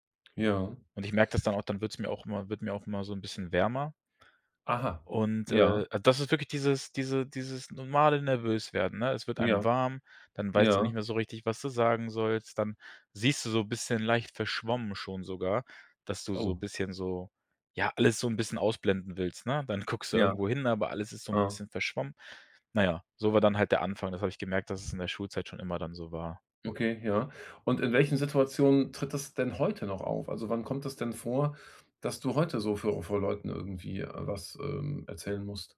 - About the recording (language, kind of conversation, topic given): German, advice, Wie kann ich in sozialen Situationen weniger nervös sein?
- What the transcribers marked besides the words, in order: other background noise